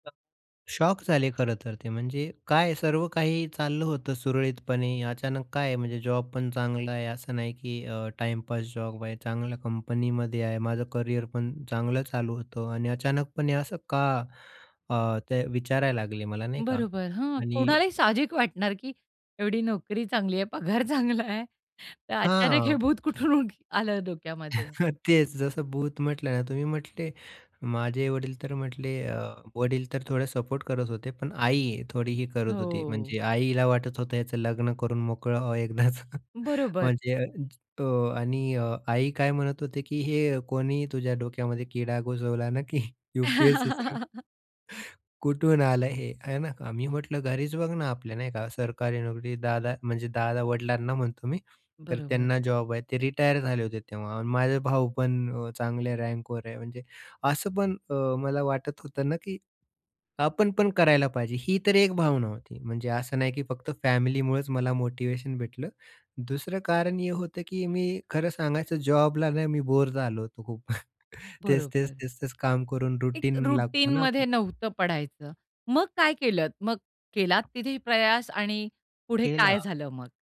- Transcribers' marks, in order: laughing while speaking: "कुणालाही साहजिक वाटणार"; tapping; laughing while speaking: "पगार चांगला आहे, तर अचानक हे भूत कुठून उड आलं डोक्यामध्ये"; other background noise; chuckle; laughing while speaking: "एकदाचं"; chuckle; laugh; chuckle; in English: "रूटीन"; in English: "रुटीनमध्ये"
- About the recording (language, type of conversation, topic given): Marathi, podcast, अपयशानंतर तुम्ही पुन्हा नव्याने सुरुवात कशी केली?